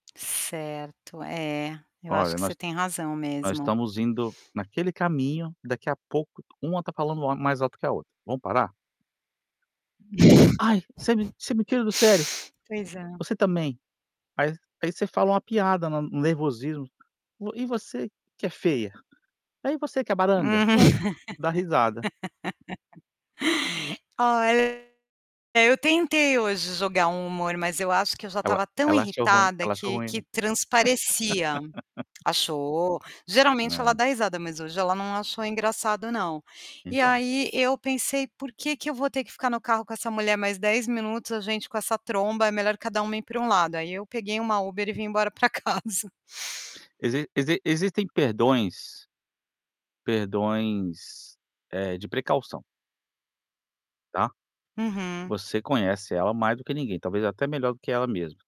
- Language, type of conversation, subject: Portuguese, advice, Você pode descrever uma discussão intensa que teve com um amigo próximo?
- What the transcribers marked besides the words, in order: laugh; distorted speech; tapping; laugh; laugh; chuckle